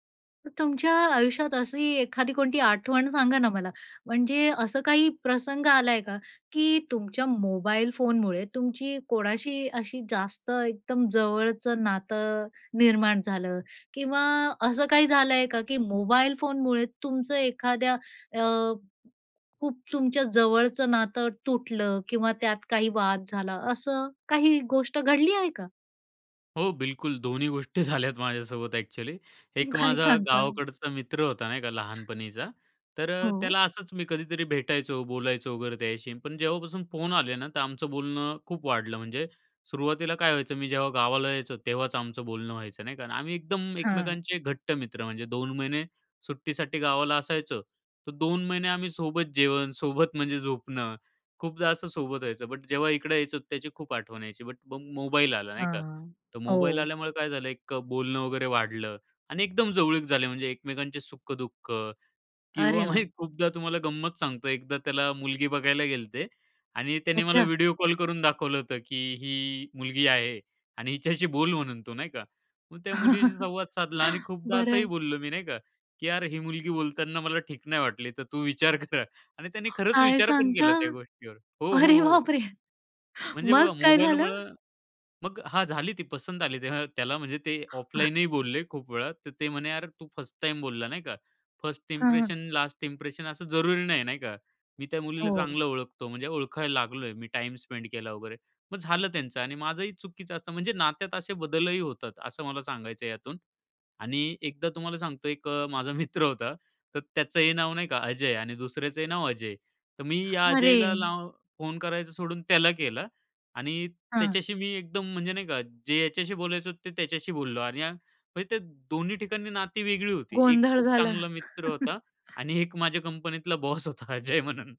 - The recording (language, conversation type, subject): Marathi, podcast, स्मार्टफोनमुळे तुमची लोकांशी असलेली नाती कशी बदलली आहेत?
- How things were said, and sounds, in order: tapping; other background noise; laughing while speaking: "झाल्यात"; laughing while speaking: "काय"; laughing while speaking: "मी"; chuckle; laughing while speaking: "कर"; gasp; surprised: "काय सांगता? अरे बापरे! मग काय झालं?"; laughing while speaking: "अरे बापरे! मग काय झालं?"; laughing while speaking: "तेव्हा"; unintelligible speech; in English: "फर्स्ट इम्प्रेशन लास्ट इंप्रेशन"; laughing while speaking: "माझा मित्र होता"; chuckle; laughing while speaking: "एक माझ्या कंपनीतला बॉस होता अजय म्हणून"